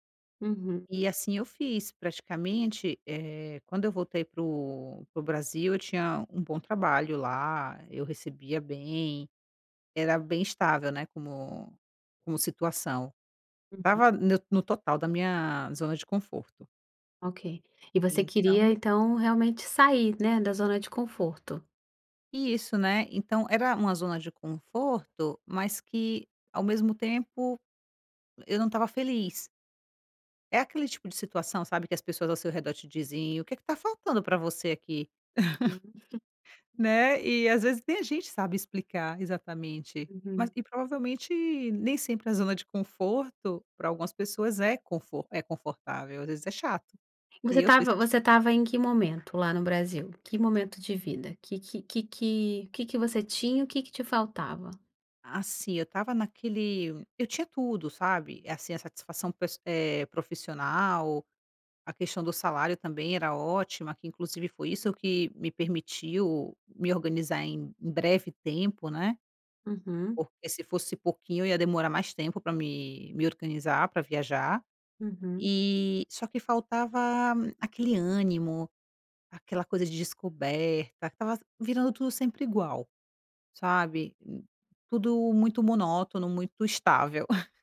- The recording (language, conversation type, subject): Portuguese, podcast, Você já tomou alguma decisão improvisada que acabou sendo ótima?
- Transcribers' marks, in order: chuckle; laugh; laugh